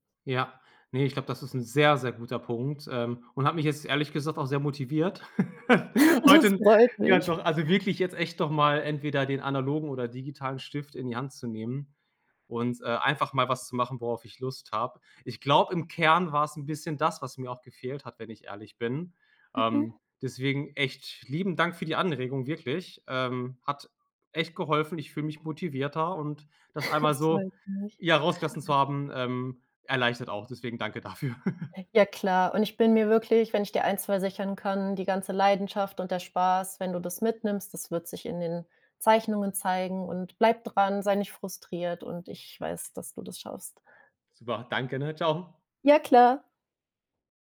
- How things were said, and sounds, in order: snort; laughing while speaking: "Das freut mich"; chuckle; tapping; snort; chuckle; joyful: "Ja, klar"
- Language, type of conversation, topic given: German, advice, Wie verhindert Perfektionismus, dass du deine kreative Arbeit abschließt?
- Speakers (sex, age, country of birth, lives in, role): female, 25-29, Germany, Germany, advisor; male, 30-34, Philippines, Germany, user